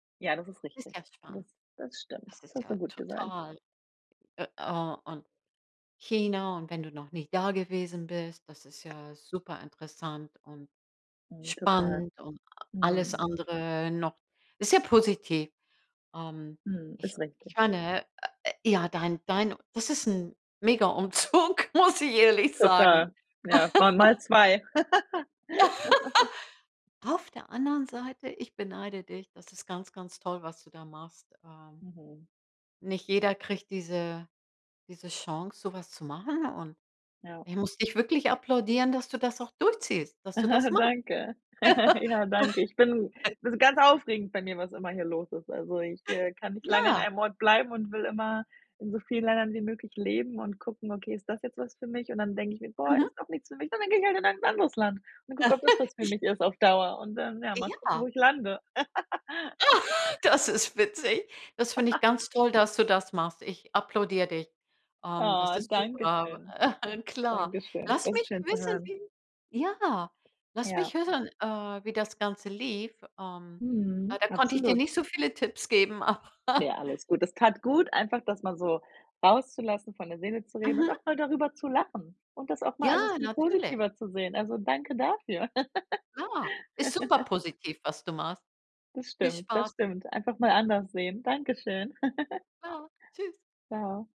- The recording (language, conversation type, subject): German, advice, Wie erlebst du deinen Stress und deine Überforderung vor dem Umzug?
- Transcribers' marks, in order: other background noise; laughing while speaking: "Umzug, muss ich ehrlich"; laugh; chuckle; giggle; laugh; giggle; laughing while speaking: "Ah"; laugh; chuckle; laughing while speaking: "aber"; giggle; giggle